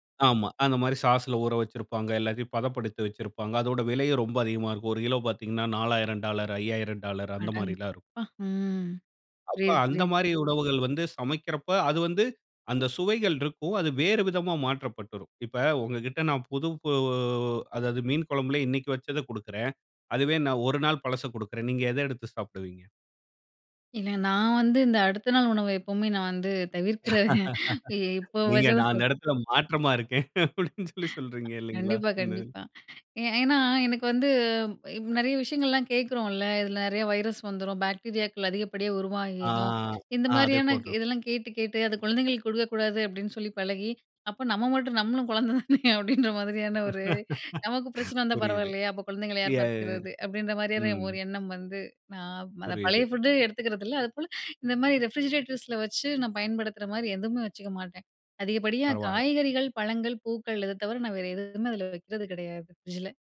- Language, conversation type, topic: Tamil, podcast, சுவை நுண்ணுணர்வை வளர்க்கும் எளிய பயிற்சிகள் என்ன?
- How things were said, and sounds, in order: laughing while speaking: "நீங்க அந்த இடத்தில மாற்றமா இருக்கேன், அப்பிடின்னு சொல்லி சொல்றீங்க"; chuckle; unintelligible speech; tapping; unintelligible speech; in English: "வைரஸ்"; in English: "பாக்டீரியாக்கள்"; laughing while speaking: "நம்மளும் குழந்தை தானே! அப்பிடின்ற மாதிரியான ஒரு நமக்கு பிரச்சனை வந்தா பரவாயில்லயா!"; laugh; unintelligible speech; in English: "ஃபுட்"; in English: "ரெஃப்ரிஜிரேட்டர்ஸ்ல"